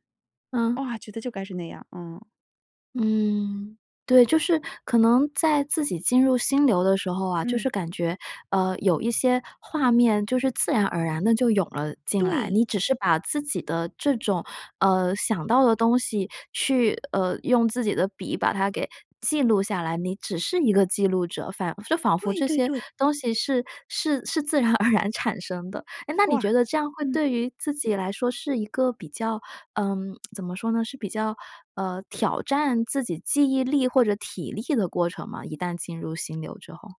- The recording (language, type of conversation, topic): Chinese, podcast, 你如何知道自己进入了心流？
- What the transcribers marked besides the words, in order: laughing while speaking: "而然"; other background noise; lip smack